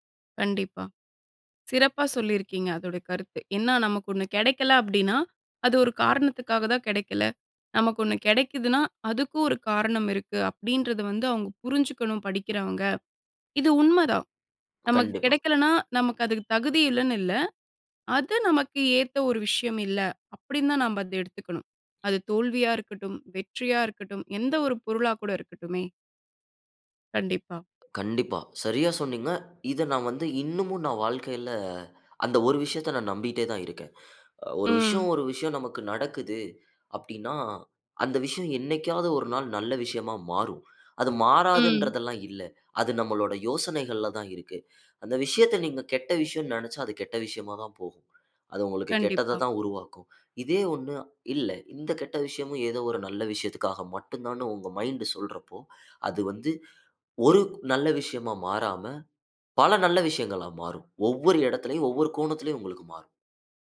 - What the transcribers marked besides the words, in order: "என்னன்னா" said as "என்னா"; tapping; inhale; in English: "மைண்ட்"
- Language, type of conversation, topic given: Tamil, podcast, ஒரு சிறிய சம்பவம் உங்கள் வாழ்க்கையில் பெரிய மாற்றத்தை எப்படிச் செய்தது?